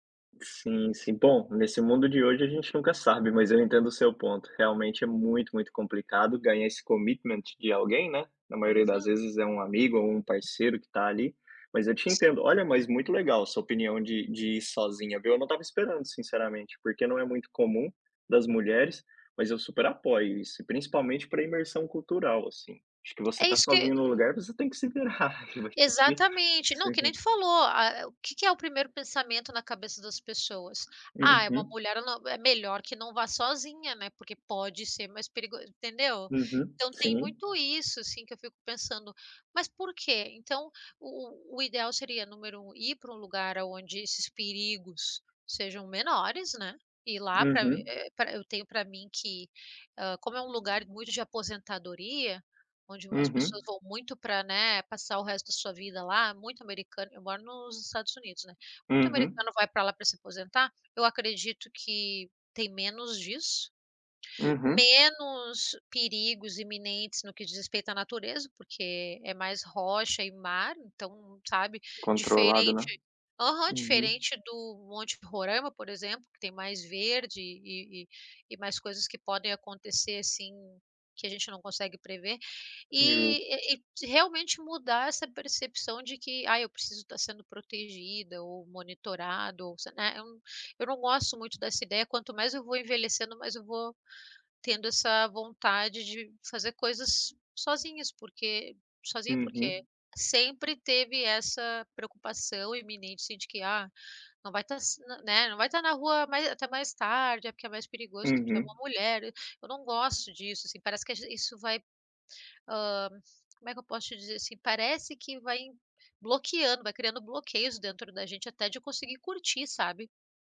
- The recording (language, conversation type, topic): Portuguese, unstructured, Qual lugar no mundo você sonha em conhecer?
- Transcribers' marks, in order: in English: "commitment"; unintelligible speech; other noise; tapping